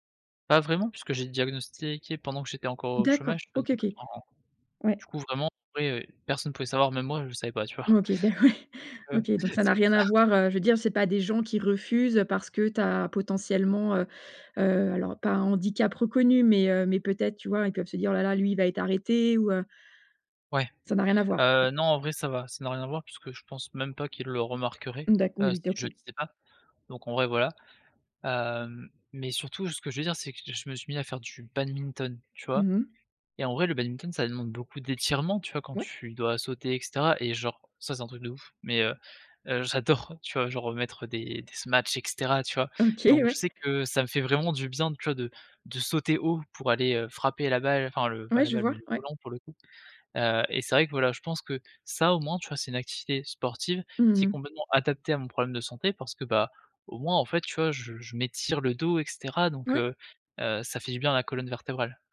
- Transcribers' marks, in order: "diagnostiqué" said as "diagnostiéqué"; laughing while speaking: "ouais"
- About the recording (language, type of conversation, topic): French, advice, Quelle activité est la plus adaptée à mon problème de santé ?